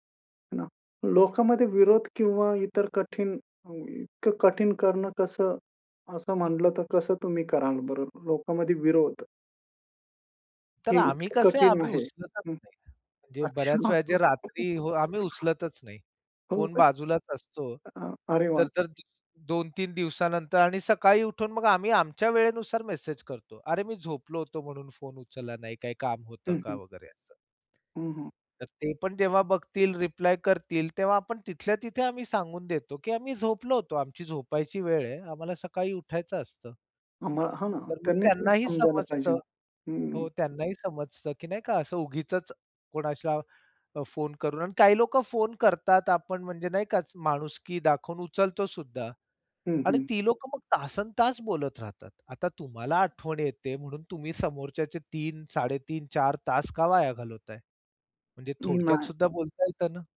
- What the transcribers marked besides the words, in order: tapping; laugh; other noise; other background noise
- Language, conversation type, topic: Marathi, podcast, घरात फोनमुक्त विभाग कसा तयार कराल?